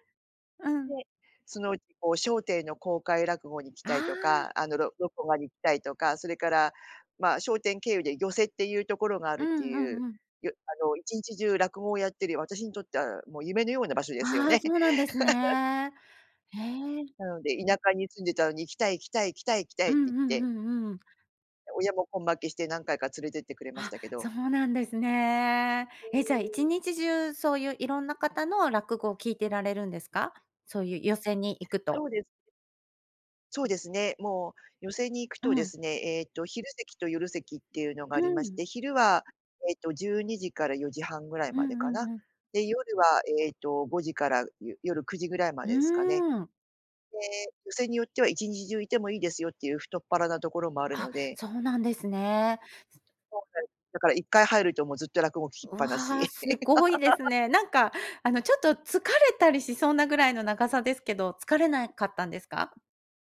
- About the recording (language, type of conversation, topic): Japanese, podcast, 初めて心を動かされた曲は何ですか？
- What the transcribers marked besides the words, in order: laugh; other noise; laugh